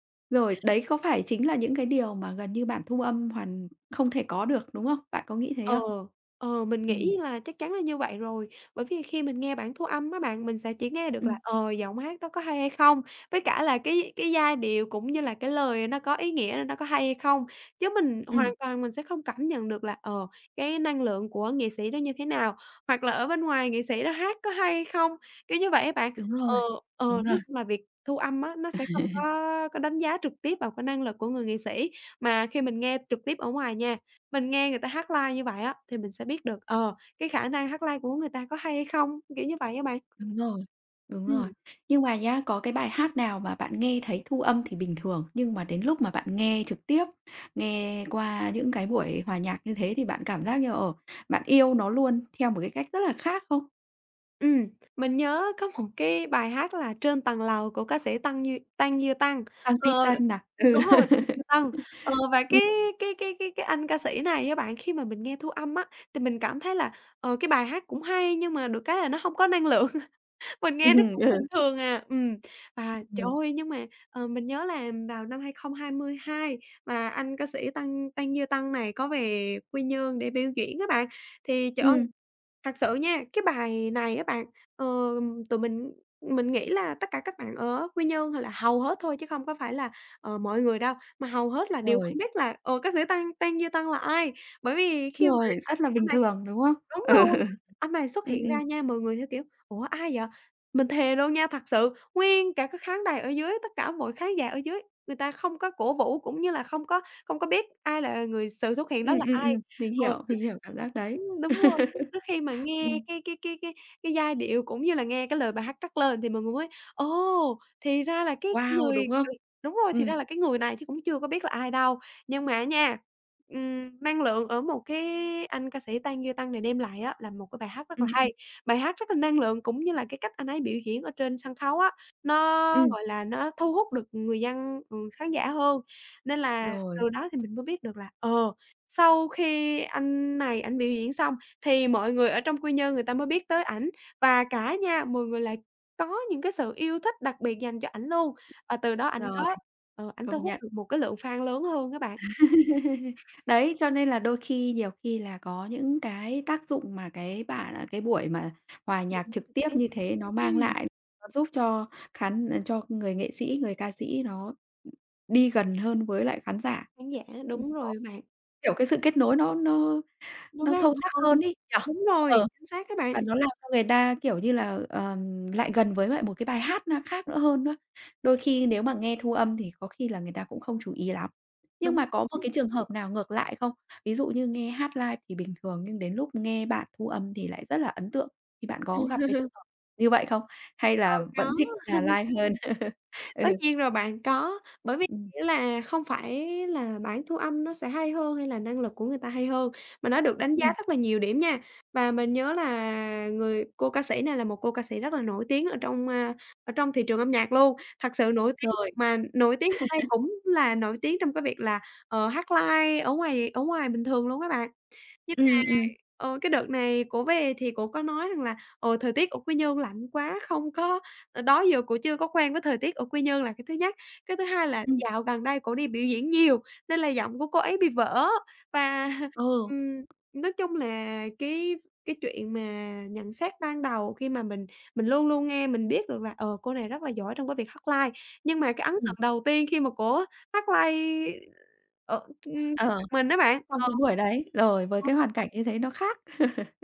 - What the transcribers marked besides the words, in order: tapping; other background noise; laugh; in English: "live"; in English: "live"; laugh; laugh; laughing while speaking: "Ừ"; laugh; laugh; in English: "live"; laugh; laugh; in English: "live"; laugh; laugh; in English: "live"; laughing while speaking: "Và"; in English: "live"; in English: "live"; unintelligible speech; unintelligible speech; chuckle
- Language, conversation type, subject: Vietnamese, podcast, Vì sao bạn thích xem nhạc sống hơn nghe bản thu âm?